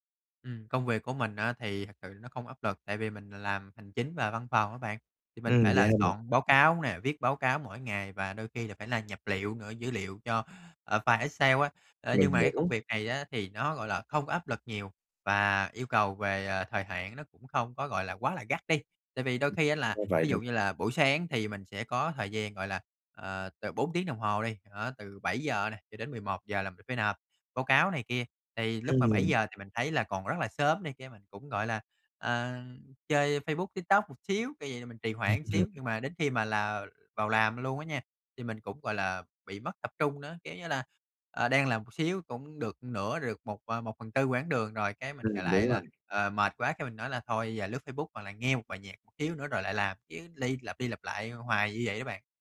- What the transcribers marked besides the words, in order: other background noise; tapping; unintelligible speech; laugh
- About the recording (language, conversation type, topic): Vietnamese, advice, Làm sao để tập trung và tránh trì hoãn mỗi ngày?